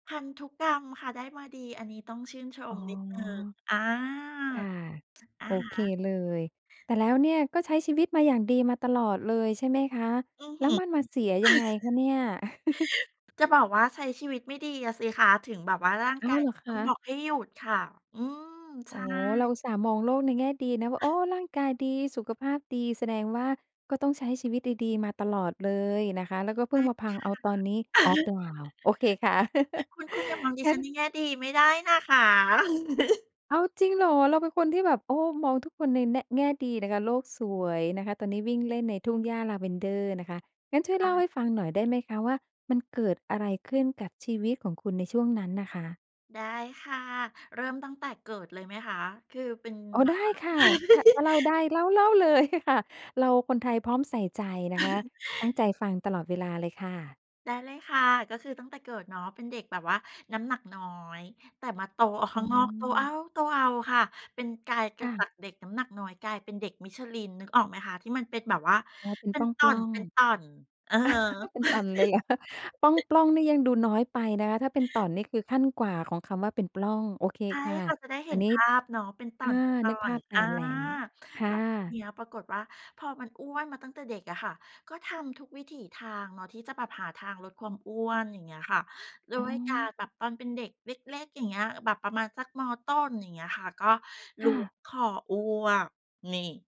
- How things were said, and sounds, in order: chuckle; other background noise; chuckle; chuckle; chuckle; giggle; tapping; giggle; laughing while speaking: "เลย"; chuckle; chuckle; chuckle
- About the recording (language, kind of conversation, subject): Thai, podcast, คุณเคยมีประสบการณ์ที่ร่างกายส่งสัญญาณว่าควรหยุดพักบ้างไหม?